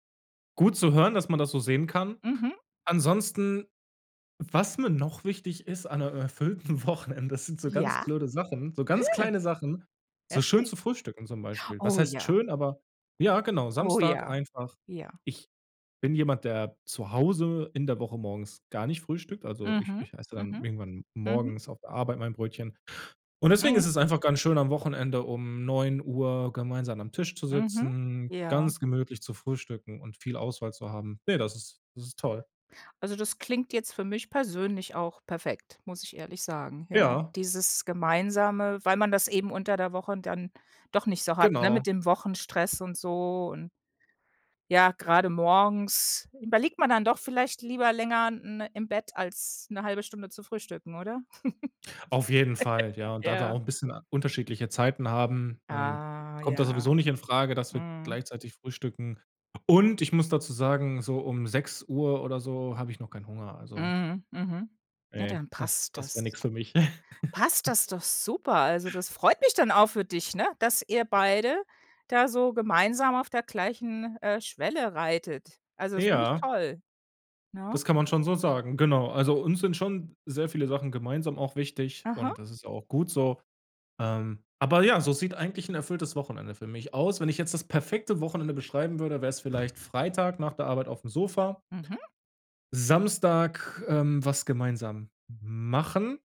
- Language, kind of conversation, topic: German, podcast, Was macht ein Wochenende für dich wirklich erfüllend?
- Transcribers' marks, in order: other background noise; laughing while speaking: "erfüllten Wochenende"; giggle; drawn out: "Ah"; stressed: "Und"; chuckle